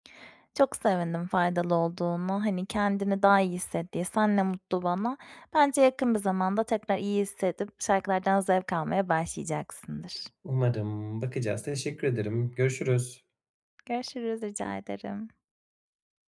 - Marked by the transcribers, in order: other background noise
- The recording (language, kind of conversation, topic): Turkish, advice, Eskisi gibi film veya müzikten neden keyif alamıyorum?